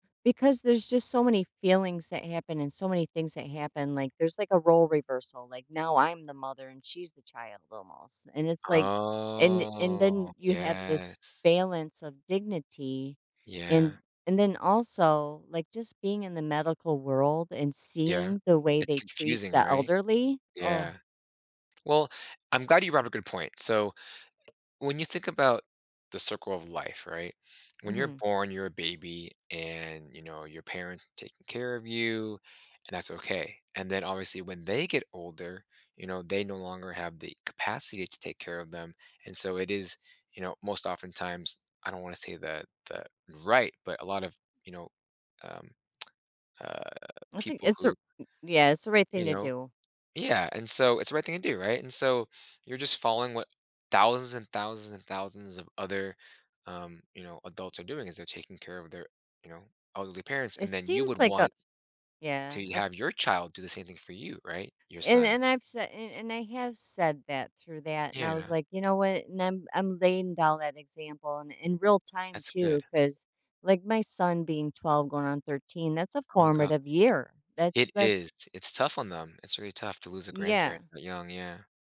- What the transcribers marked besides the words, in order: drawn out: "Oh"; tapping; stressed: "they"
- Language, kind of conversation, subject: English, advice, How can I cope with anxiety while waiting for my medical test results?
- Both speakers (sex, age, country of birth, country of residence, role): female, 50-54, United States, United States, user; male, 30-34, United States, United States, advisor